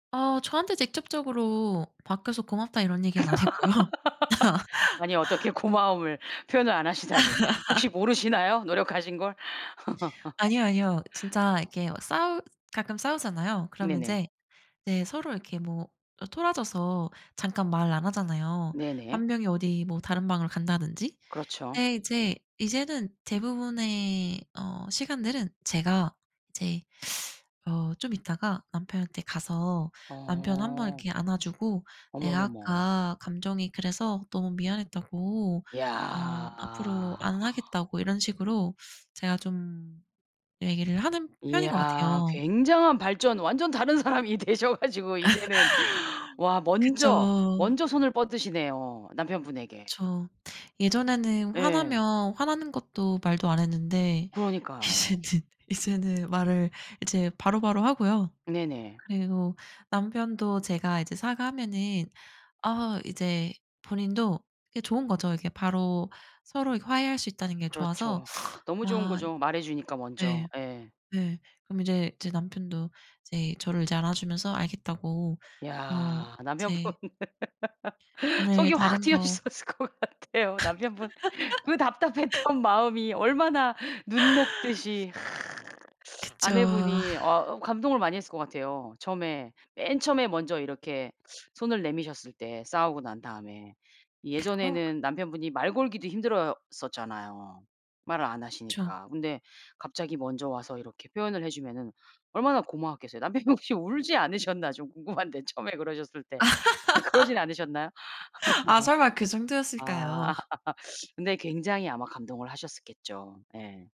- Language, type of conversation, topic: Korean, podcast, 사과할 때 어떤 말이 가장 진심으로 들리나요?
- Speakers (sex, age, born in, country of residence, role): female, 30-34, South Korea, United States, guest; female, 45-49, South Korea, United States, host
- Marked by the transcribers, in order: laugh; laughing while speaking: "안 했고요"; laughing while speaking: "고마움을"; laugh; laughing while speaking: "하시다니"; laugh; laugh; inhale; laughing while speaking: "다른 사람이 되셔 가지고"; laugh; inhale; laughing while speaking: "이제는"; other noise; laughing while speaking: "남편분 속이 확 트여 있었을 것 같아요, 남편분. 그 답답했던"; laugh; tapping; laughing while speaking: "남편분이 혹시 울지 않으셨나 좀 궁금한데 처음에 그러셨을 때. 그러진"; laugh; laugh